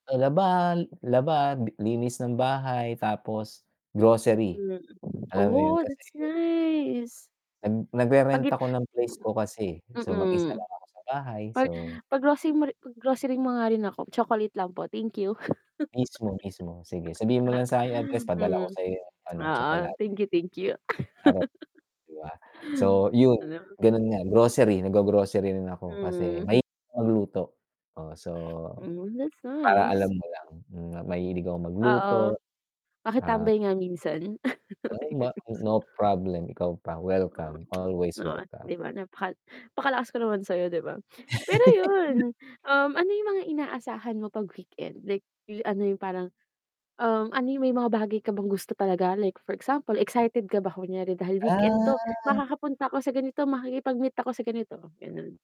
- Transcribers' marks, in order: static; other background noise; distorted speech; tapping; laugh; lip smack; laugh; chuckle; chuckle; drawn out: "Ah"
- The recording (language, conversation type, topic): Filipino, unstructured, Ano ang paborito mong gawin tuwing katapusan ng linggo?